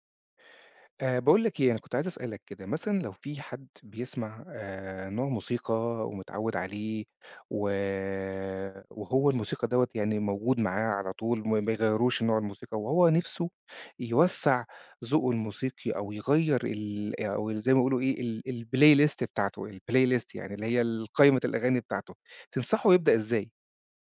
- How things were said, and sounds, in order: in English: "الplaylist"; in English: "الplaylist"
- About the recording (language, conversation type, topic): Arabic, podcast, إزاي تنصح حد يوسّع ذوقه في المزيكا؟